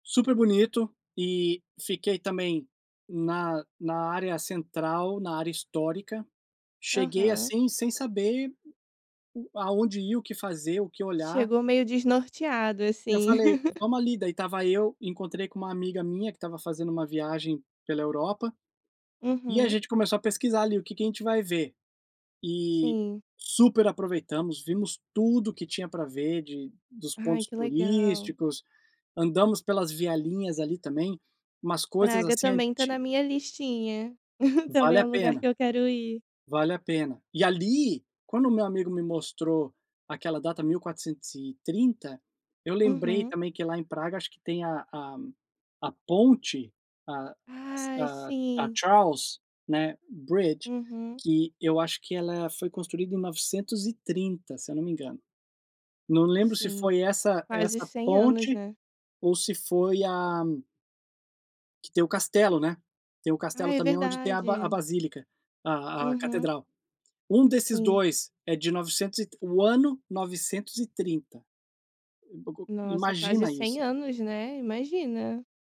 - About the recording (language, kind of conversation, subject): Portuguese, podcast, Como você escolhe um destino quando está curioso?
- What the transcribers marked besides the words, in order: chuckle; in English: "Bridge"